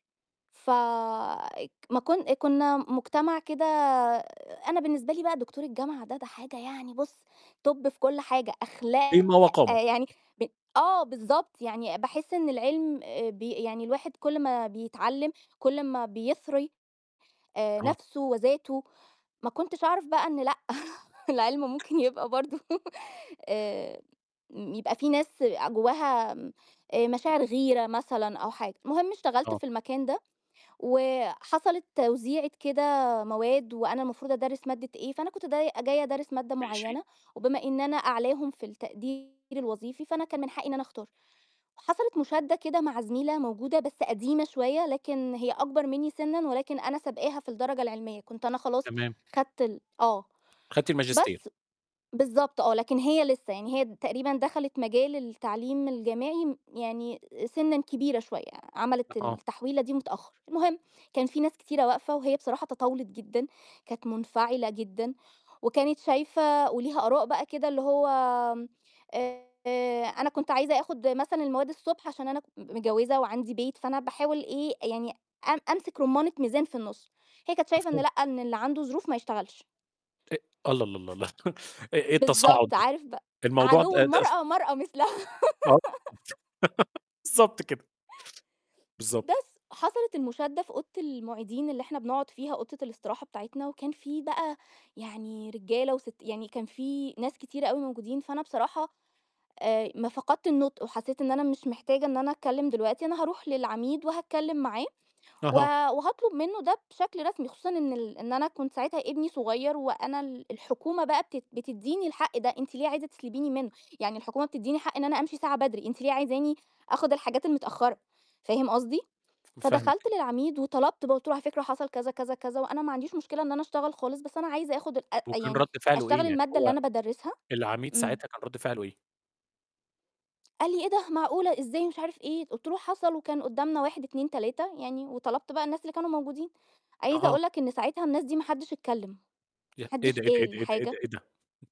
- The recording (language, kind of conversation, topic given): Arabic, podcast, احكيلي عن موقف غيّر مجرى حياتك؟
- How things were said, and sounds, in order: in English: "توب"; distorted speech; laughing while speaking: "لأ، العِلم ممكن يبقى برضه"; laugh; other background noise; tapping; other noise; chuckle; unintelligible speech; laughing while speaking: "مثلها"; laugh